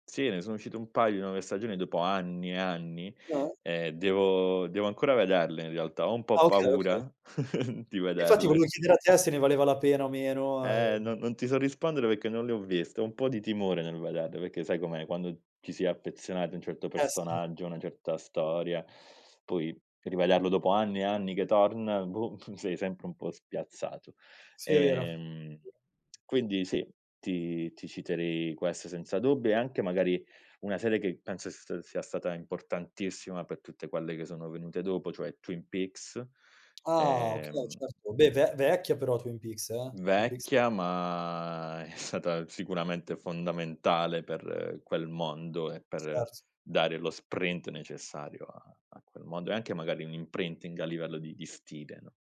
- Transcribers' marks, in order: chuckle; chuckle; other background noise; in English: "sprint"; in English: "imprinting"
- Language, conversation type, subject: Italian, podcast, Che ruolo hanno le serie TV nella nostra cultura oggi?